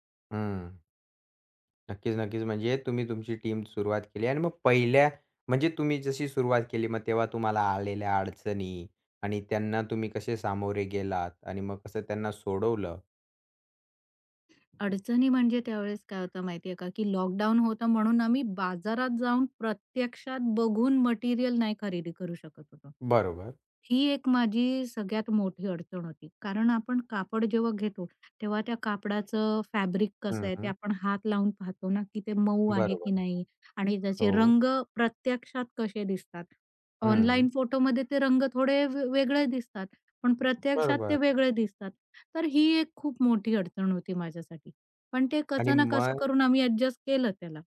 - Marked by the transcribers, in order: other background noise; in English: "टीम"; tapping; in English: "फॅब्रिक"
- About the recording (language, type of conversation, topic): Marathi, podcast, हा प्रकल्प तुम्ही कसा सुरू केला?